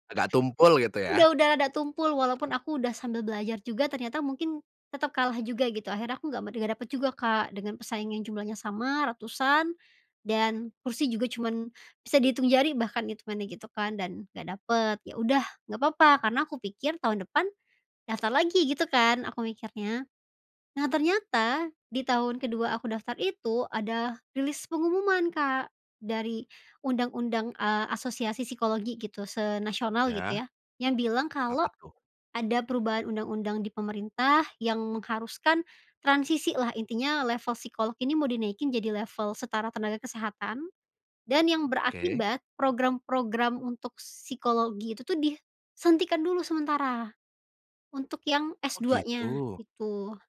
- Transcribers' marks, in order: other background noise
- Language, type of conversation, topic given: Indonesian, podcast, Pernah ngerasa tersesat? Gimana kamu keluar dari situ?